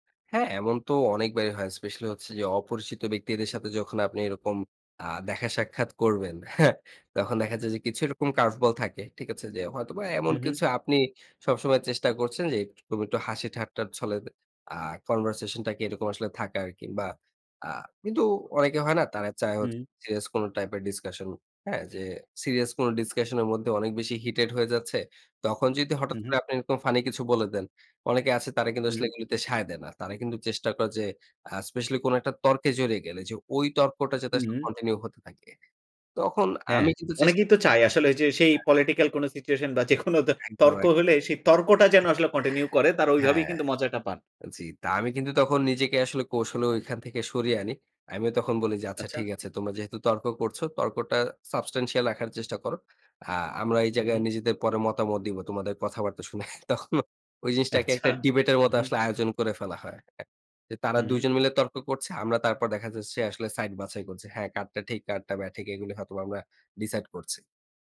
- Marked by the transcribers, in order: laughing while speaking: "যেকোনো তর্ক হলে"; laugh; laughing while speaking: "শুনে তখন"; laughing while speaking: "আচ্ছা"
- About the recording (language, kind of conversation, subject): Bengali, podcast, মিটআপে গিয়ে আপনি কীভাবে কথা শুরু করেন?